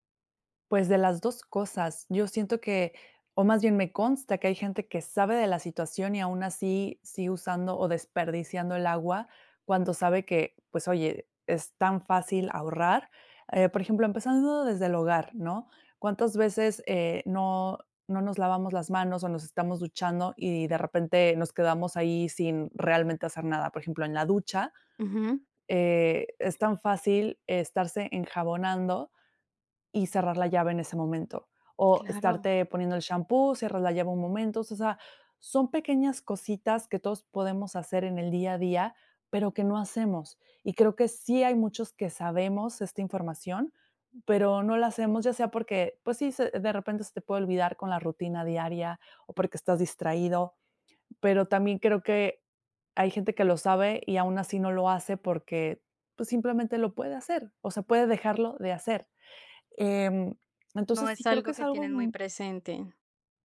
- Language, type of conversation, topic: Spanish, podcast, ¿Cómo motivarías a la gente a cuidar el agua?
- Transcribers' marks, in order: tapping; other background noise